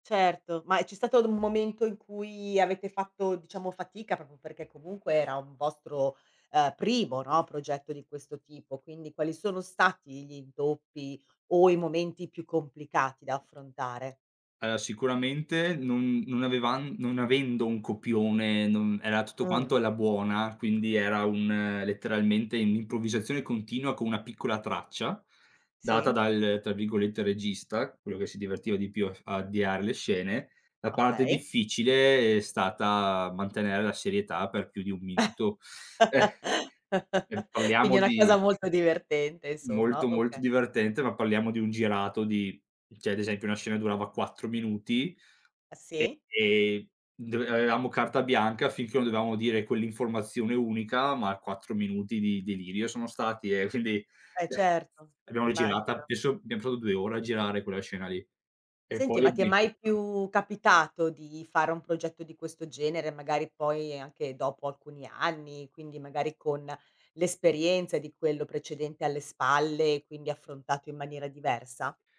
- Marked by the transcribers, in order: tapping; chuckle; "cioè" said as "ceh"; unintelligible speech; laughing while speaking: "quindi"; other background noise; unintelligible speech
- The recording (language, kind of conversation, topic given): Italian, podcast, C'è un progetto di cui sei particolarmente orgoglioso?